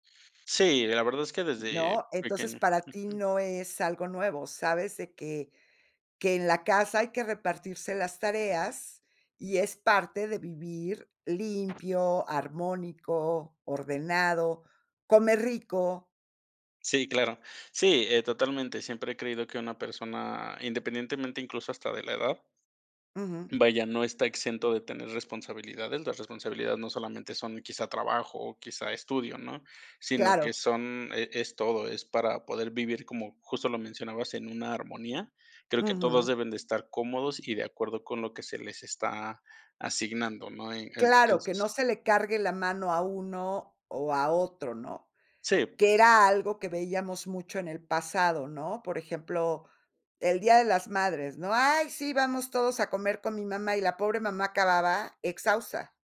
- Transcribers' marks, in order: other background noise
- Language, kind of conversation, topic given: Spanish, podcast, ¿Cómo se reparten las tareas en casa con tu pareja o tus compañeros de piso?